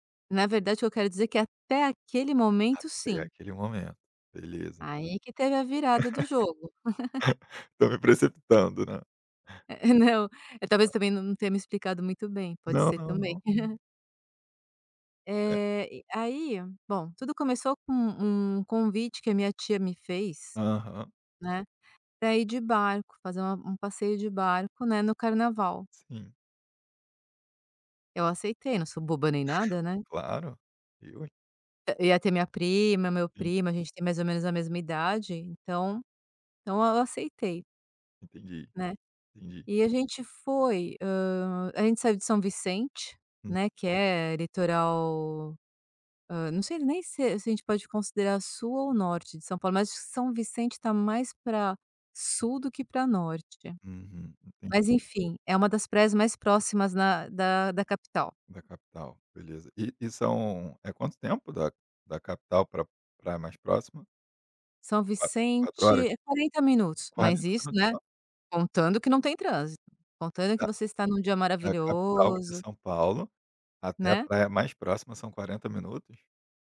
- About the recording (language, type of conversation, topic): Portuguese, podcast, Me conta uma experiência na natureza que mudou sua visão do mundo?
- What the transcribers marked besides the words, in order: other background noise; laugh; tapping; chuckle